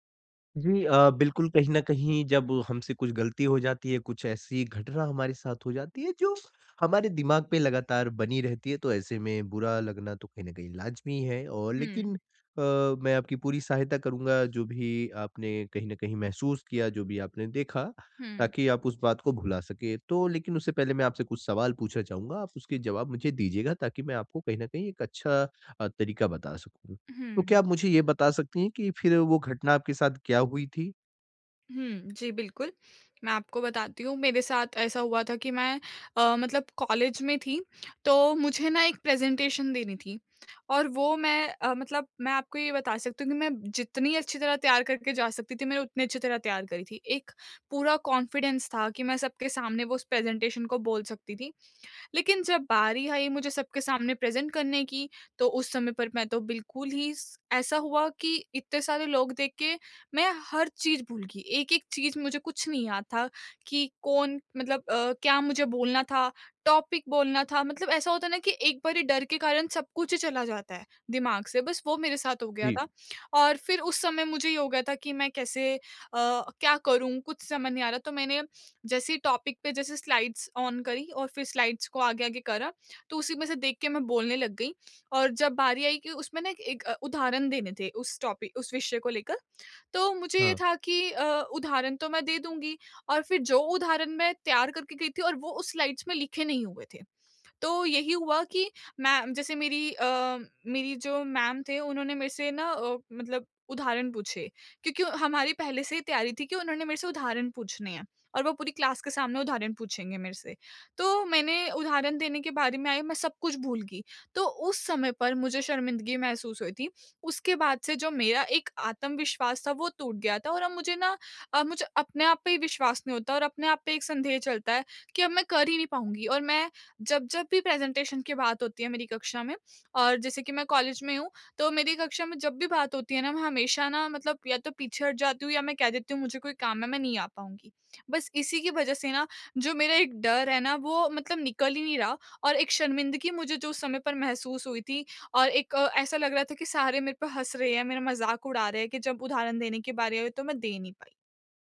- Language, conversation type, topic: Hindi, advice, सार्वजनिक शर्मिंदगी के बाद मैं अपना आत्मविश्वास कैसे वापस पा सकता/सकती हूँ?
- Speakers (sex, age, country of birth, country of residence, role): female, 20-24, India, India, user; male, 20-24, India, India, advisor
- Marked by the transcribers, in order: other background noise; in English: "प्रेजेंटेशन"; in English: "कॉन्फिडेंस"; in English: "प्रेजेंटेशन"; in English: "प्रेजेंट"; in English: "टॉपिक"; in English: "टॉपिक"; in English: "स्लाइड्स ऑन"; in English: "स्लाइड्स"; in English: "टॉपिक"; in English: "स्लाइड्स"; in English: "क्लास"; in English: "प्रेजेंटेशन"